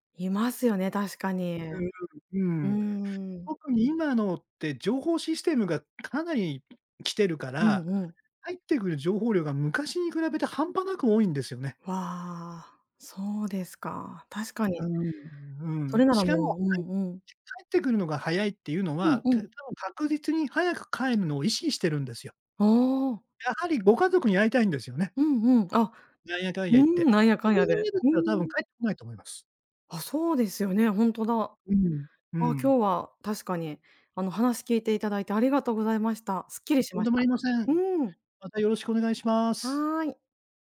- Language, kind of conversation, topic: Japanese, advice, 年中行事や祝日の過ごし方をめぐって家族と意見が衝突したとき、どうすればよいですか？
- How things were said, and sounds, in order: none